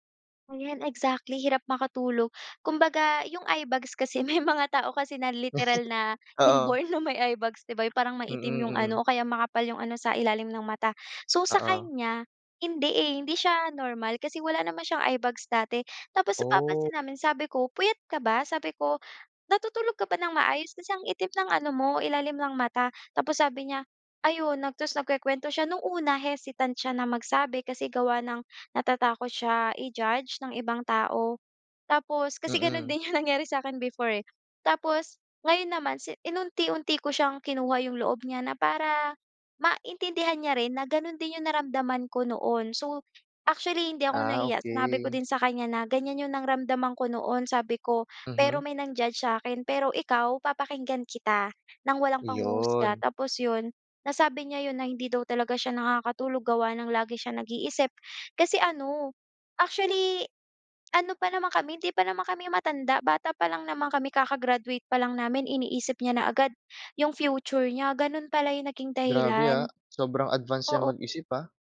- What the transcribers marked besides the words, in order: laughing while speaking: "may mga"; laugh; laughing while speaking: "inborn"
- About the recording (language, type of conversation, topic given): Filipino, podcast, Paano mo malalaman kung oras na para humingi ng tulong sa doktor o tagapayo?